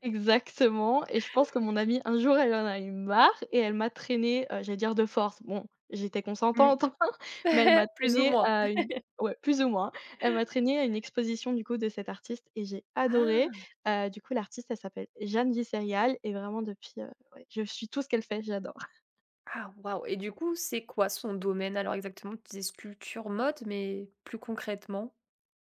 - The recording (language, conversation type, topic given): French, podcast, Quel artiste français considères-tu comme incontournable ?
- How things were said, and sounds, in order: giggle; stressed: "marre"; laughing while speaking: "enfin"; other background noise; chuckle; laugh; chuckle; surprised: "Ah !"; chuckle